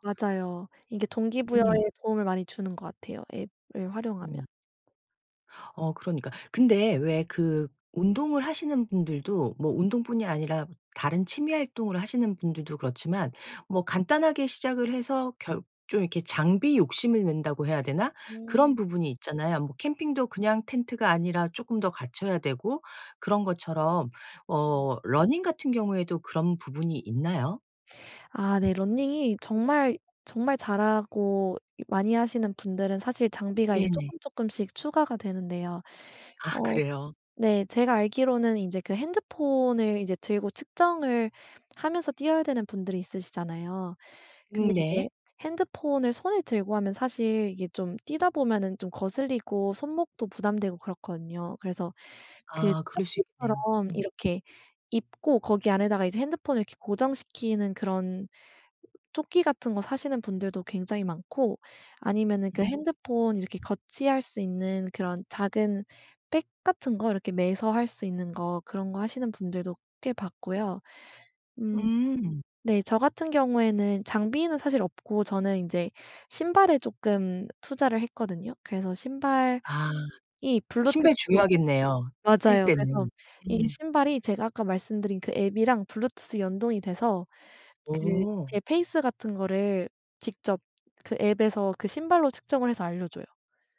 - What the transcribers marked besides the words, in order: in English: "running"; in English: "running이"; other background noise
- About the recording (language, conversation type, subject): Korean, podcast, 일상에서 운동을 자연스럽게 습관으로 만드는 팁이 있을까요?